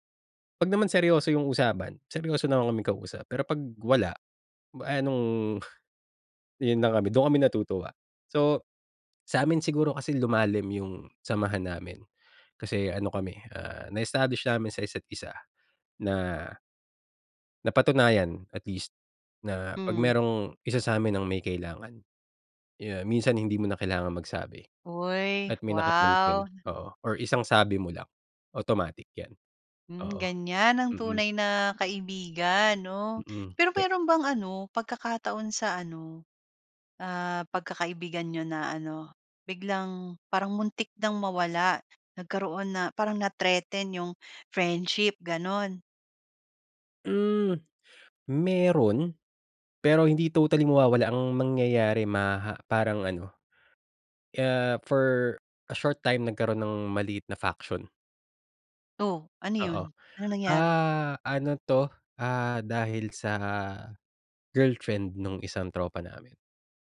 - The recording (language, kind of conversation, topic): Filipino, podcast, Paano mo pinagyayaman ang matagal na pagkakaibigan?
- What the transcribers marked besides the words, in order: in English: "for a short time"; in English: "faction"